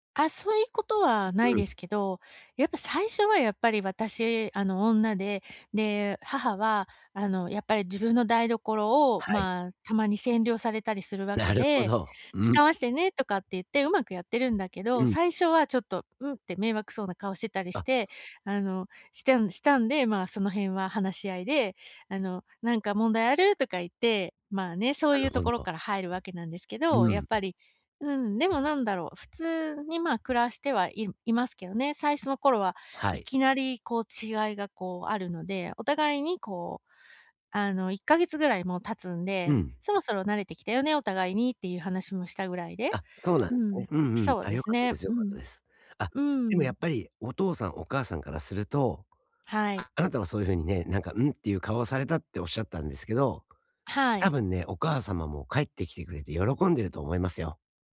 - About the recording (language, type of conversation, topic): Japanese, advice, 家でうまくリラックスできないときはどうすればいいですか？
- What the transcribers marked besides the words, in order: none